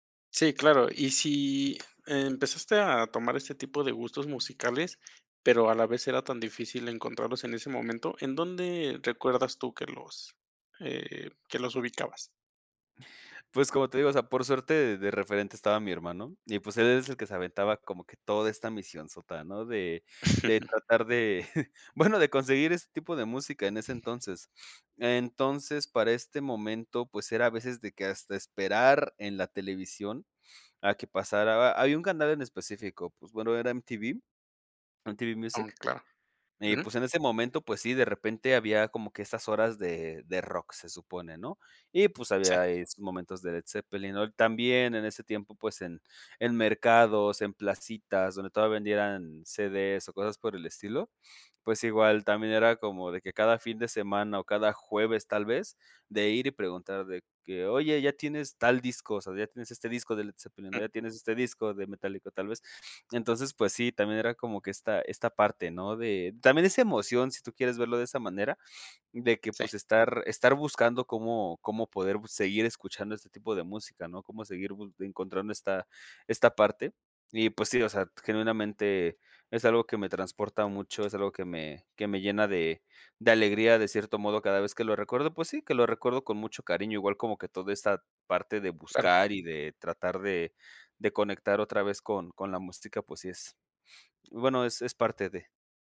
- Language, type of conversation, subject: Spanish, podcast, ¿Qué canción o música te recuerda a tu infancia y por qué?
- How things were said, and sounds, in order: chuckle; giggle; other background noise; sniff; sniff; sniff; sniff; sniff; sniff